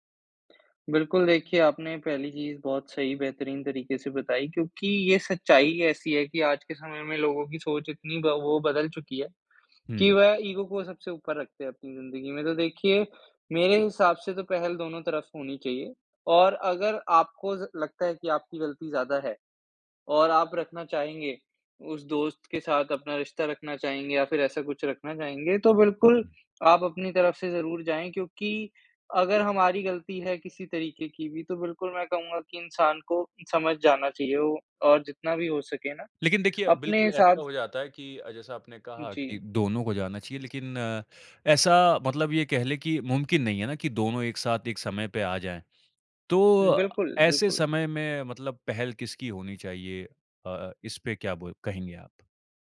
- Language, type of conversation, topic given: Hindi, podcast, टूटे हुए पुराने रिश्तों को फिर से जोड़ने का रास्ता क्या हो सकता है?
- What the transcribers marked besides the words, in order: in English: "ईगो"